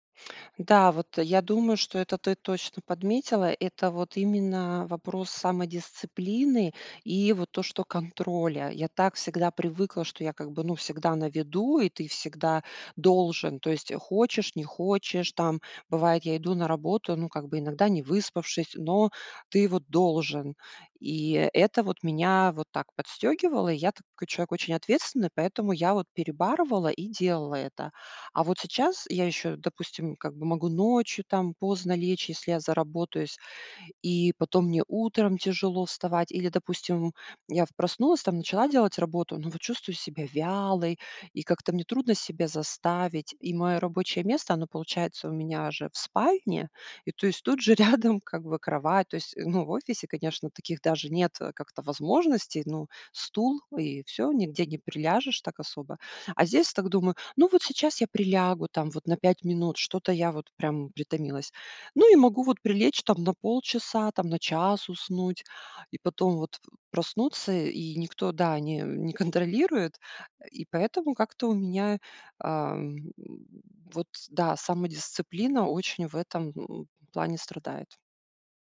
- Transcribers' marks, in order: tapping; tsk; laughing while speaking: "рядом"
- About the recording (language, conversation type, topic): Russian, advice, Как прошёл ваш переход на удалённую работу и как изменился ваш распорядок дня?